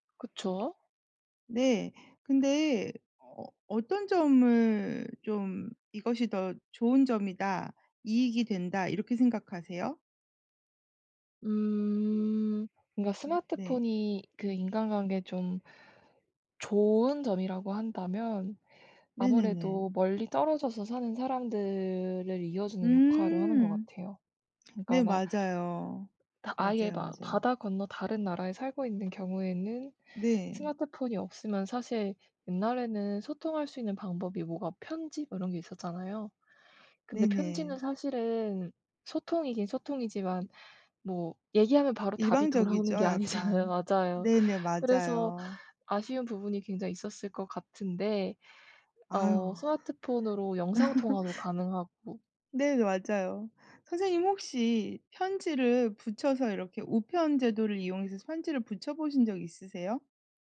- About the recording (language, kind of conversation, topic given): Korean, unstructured, 스마트폰은 우리 인간관계에 어떤 좋은 점과 어떤 나쁜 점을 가져올까요?
- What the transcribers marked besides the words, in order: tapping; other background noise; laughing while speaking: "아니잖아요"; laugh